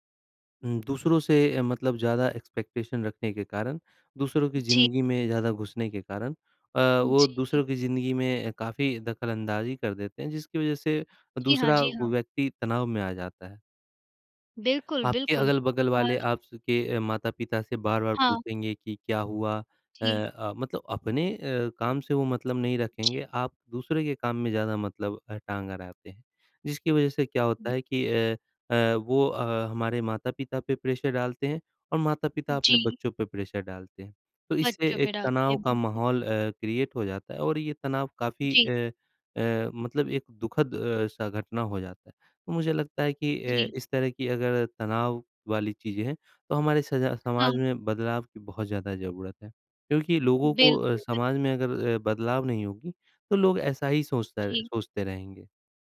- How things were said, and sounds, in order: in English: "एक्सपेक्टेशन"; in English: "प्रेशर"; in English: "प्रेशर"; in English: "क्रिएट"
- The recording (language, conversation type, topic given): Hindi, unstructured, क्या तनाव को कम करने के लिए समाज में बदलाव जरूरी है?